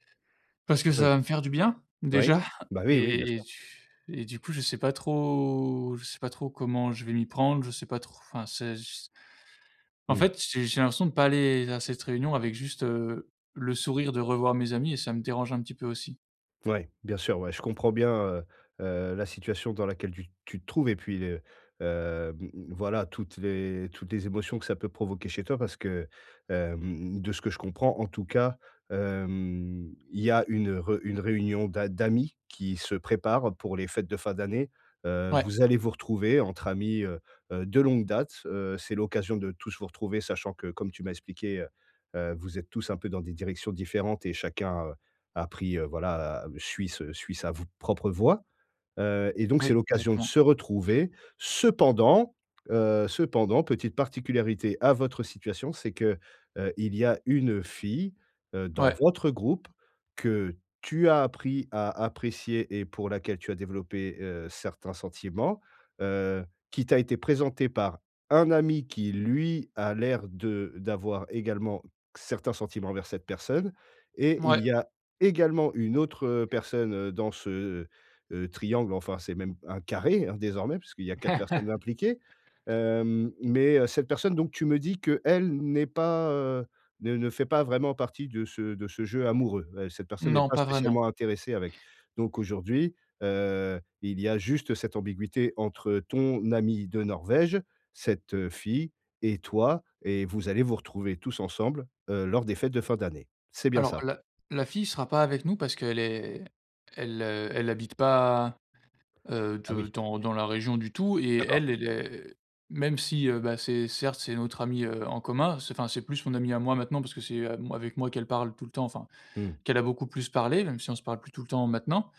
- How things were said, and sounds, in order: blowing; drawn out: "trop"; stressed: "Cependant"; stressed: "un"; laugh
- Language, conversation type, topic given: French, advice, Comment gérer l’anxiété avant des retrouvailles ou une réunion ?